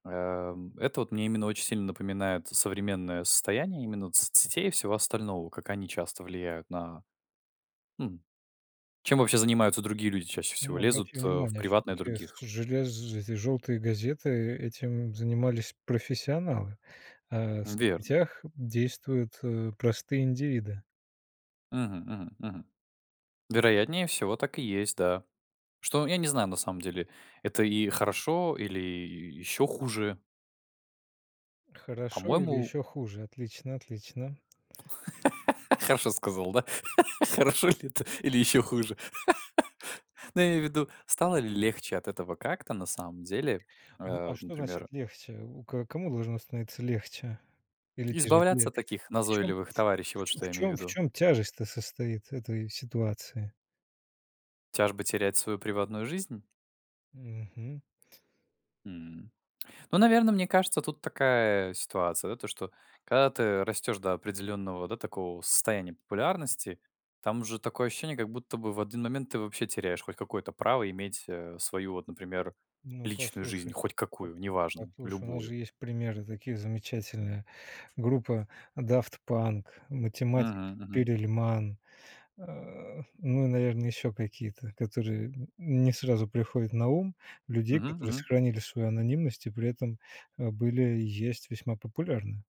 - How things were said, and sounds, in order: tapping; laugh; chuckle; chuckle; drawn out: "такая"
- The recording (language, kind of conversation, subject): Russian, podcast, Как соцсети изменили границу между публичным и частным?